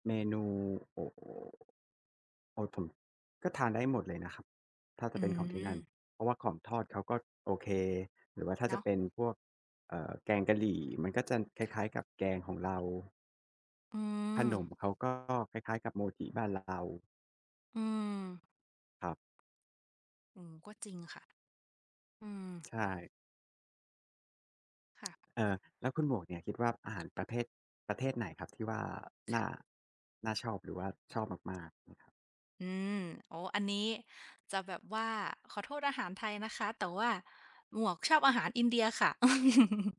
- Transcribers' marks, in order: unintelligible speech; tapping; laugh
- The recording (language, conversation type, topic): Thai, unstructured, คุณคิดว่าอาหารทำเองที่บ้านดีกว่าอาหารจากร้านไหม?